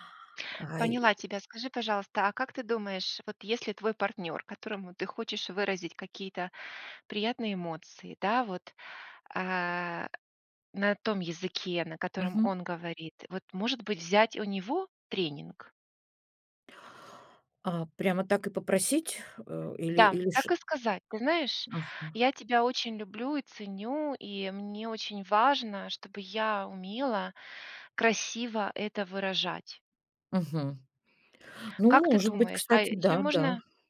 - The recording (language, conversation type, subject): Russian, advice, Почему мне трудно выразить свои чувства словами?
- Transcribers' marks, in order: tapping; other background noise